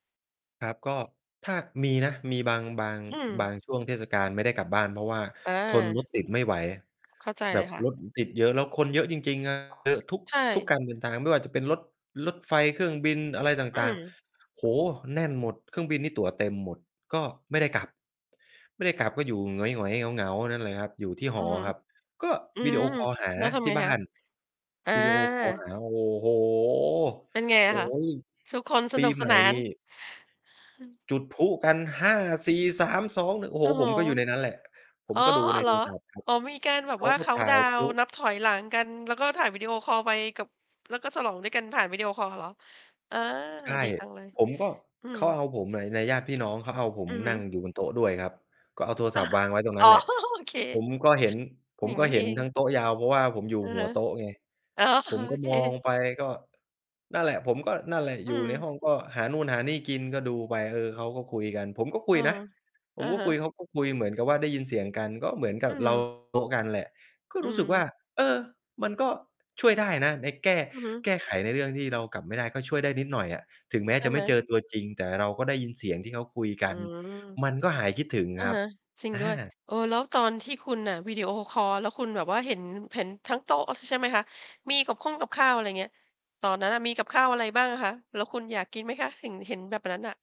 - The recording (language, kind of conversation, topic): Thai, podcast, คุณคิดว่าเทคโนโลยีทำให้ความสัมพันธ์ระหว่างคนใกล้กันขึ้นหรือไกลกันขึ้นมากกว่ากัน เพราะอะไร?
- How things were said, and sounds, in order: other background noise; distorted speech; tapping; laughing while speaking: "อ๋อ"